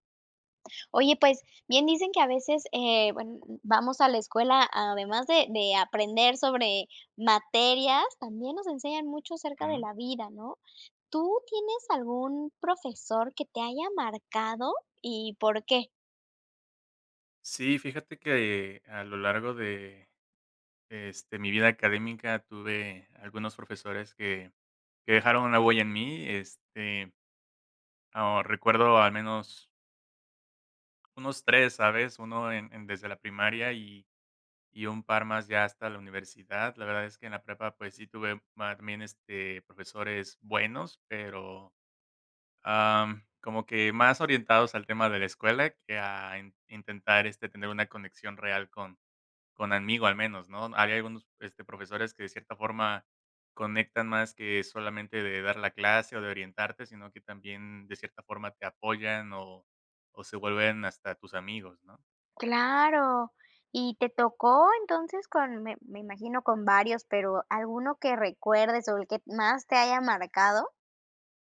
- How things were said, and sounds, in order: none
- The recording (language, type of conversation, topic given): Spanish, podcast, ¿Qué profesor influyó más en ti y por qué?